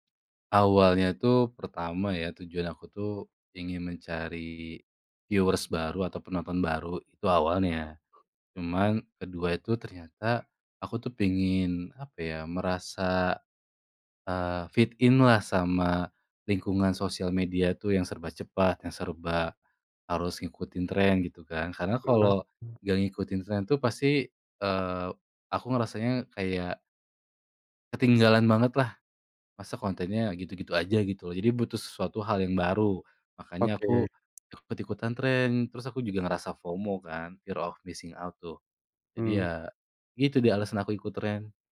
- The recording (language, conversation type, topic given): Indonesian, podcast, Pernah nggak kamu ikutan tren meski nggak sreg, kenapa?
- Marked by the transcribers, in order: in English: "viewers"; in English: "fit in-lah"; other background noise; tapping; in English: "fear of missing out"